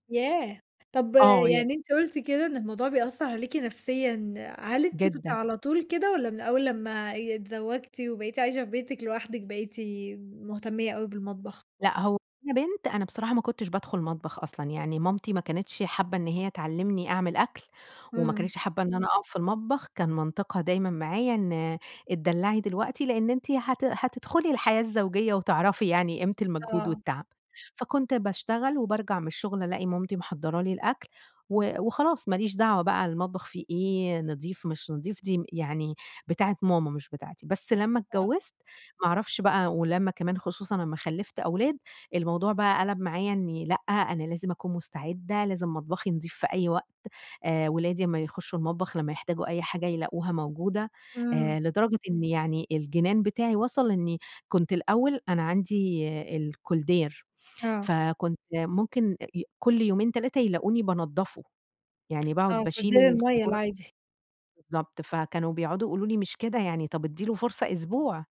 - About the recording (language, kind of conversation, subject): Arabic, podcast, ازاي تحافظي على ترتيب المطبخ بعد ما تخلصي طبخ؟
- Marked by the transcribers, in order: tapping